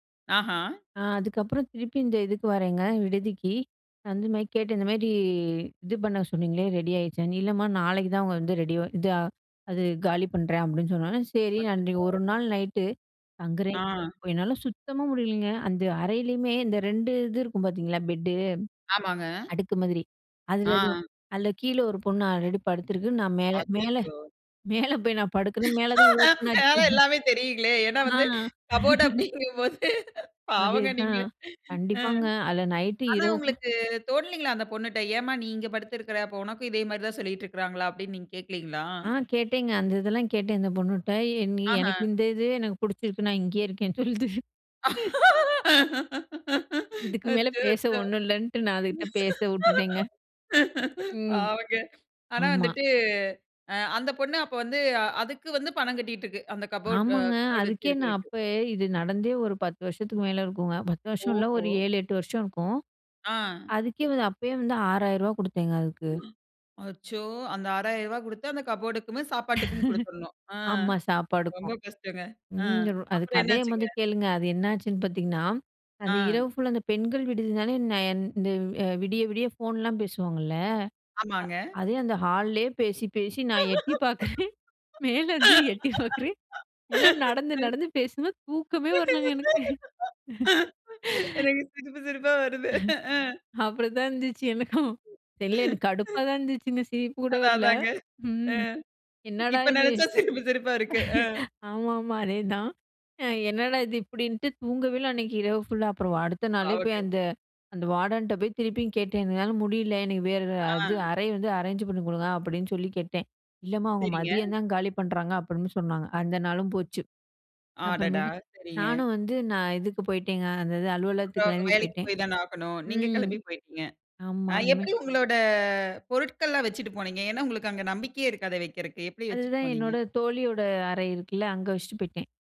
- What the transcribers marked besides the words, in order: other background noise; "அச்சச்சோ" said as "அத்தித்தோ"; unintelligible speech; laughing while speaking: "அதனால எல்லாமே தெரியுங்களே! ஏன்னா வந்து கபோர்ட் அப்டிங்கும் போது, பாவங்க நீங்க!"; laughing while speaking: "மேல போய் நான் படுக்றேன், மேல தான் ஓப்பன் ஆச்சு. அ"; laughing while speaking: "நான் இங்கேயே இருக்கேன்னு சொல்லுது"; laughing while speaking: "அச்சச்சோ! பாவங்க"; laugh; laugh; laughing while speaking: "எட்டி பார்க்குறேன், மேலருந்து எட்டி பார்க்குறேன், எல்லாம் நடந்து, நடந்து பேசுதுங்க, தூக்கமே வரலங்க எனக்கு"; laughing while speaking: "எனக்கு சிரிப்பு சிரிப்பா வருது. அ"; laughing while speaking: "அப்டிதான் இருந்துச்சு எனக்கும்"; laugh; laughing while speaking: "இப்ப நெனச்சா சிரிப்பு, சிரிப்பா இருக்கு. அ"; chuckle; in English: "அரேஞ்ச்"; drawn out: "உங்களோட"
- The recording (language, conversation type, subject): Tamil, podcast, புது நகருக்கு வேலைக்காகப் போகும்போது வாழ்க்கை மாற்றத்தை எப்படி திட்டமிடுவீர்கள்?